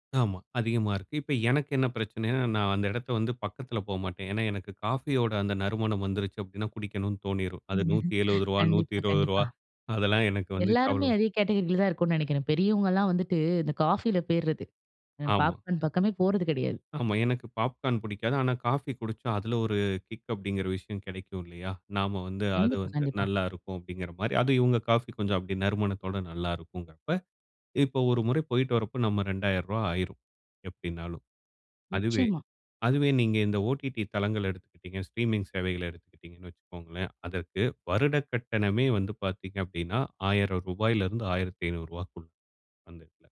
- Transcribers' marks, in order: chuckle; in English: "ஸ்ட்ரீமிங்"
- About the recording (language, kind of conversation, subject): Tamil, podcast, இணைய வழி காணொளி ஒளிபரப்பு சேவைகள் வந்ததனால் சினிமா எப்படி மாறியுள்ளது என்று நீங்கள் நினைக்கிறீர்கள்?